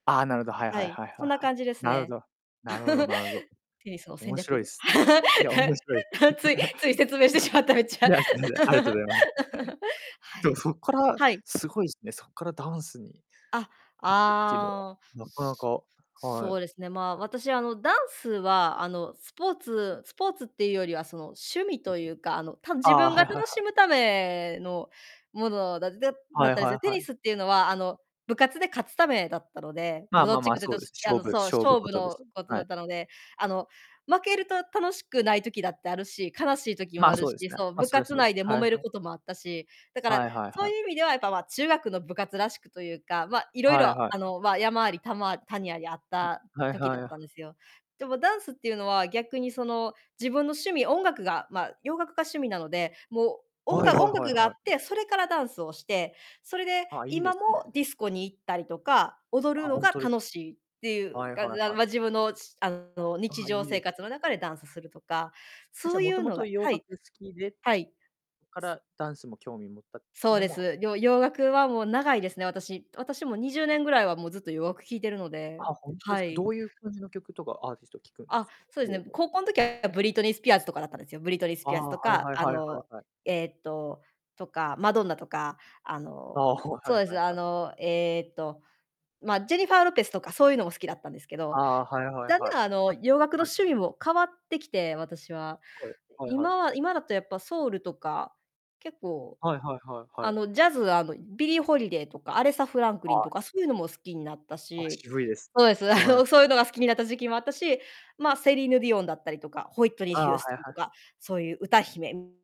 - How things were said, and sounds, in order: laugh; laughing while speaking: "つい つい、説明してしまった、めっちゃ"; chuckle; laugh; other background noise; distorted speech; laughing while speaking: "あの"
- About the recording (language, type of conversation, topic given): Japanese, unstructured, スポーツを始めたきっかけは何ですか？